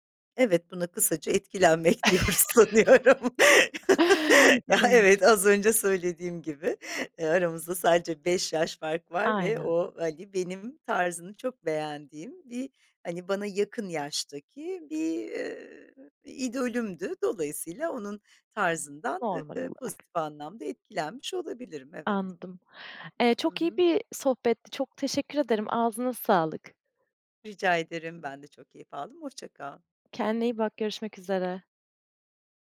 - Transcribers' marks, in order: laugh; laughing while speaking: "sanıyorum. Ya, evet, az önce … yaş fark var"; laugh
- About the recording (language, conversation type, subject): Turkish, podcast, Stil değişimine en çok ne neden oldu, sence?